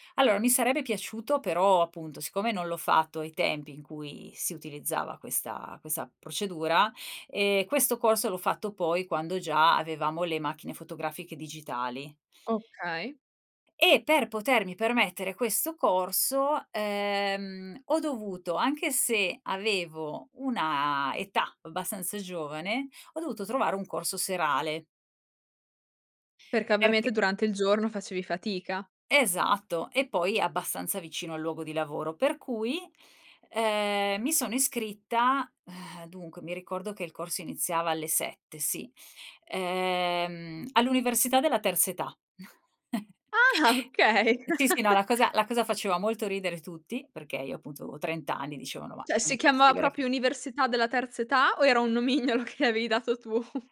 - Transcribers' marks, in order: "Allora" said as "Alloa"; sigh; chuckle; laughing while speaking: "Ah, okay"; chuckle; "Cioè" said as "ceh"; "proprio" said as "propio"; laughing while speaking: "nomignolo"; laughing while speaking: "tu?"
- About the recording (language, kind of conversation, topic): Italian, podcast, Come riuscivi a trovare il tempo per imparare, nonostante il lavoro o la scuola?